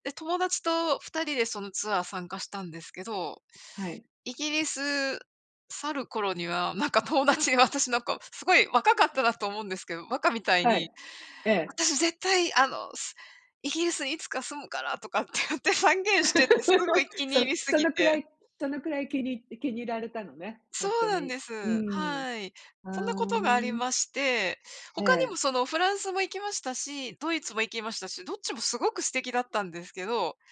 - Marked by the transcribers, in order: laughing while speaking: "なんか友達"; laughing while speaking: "とかって言って"; laugh
- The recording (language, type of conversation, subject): Japanese, unstructured, あなたにとって特別な思い出がある旅行先はどこですか？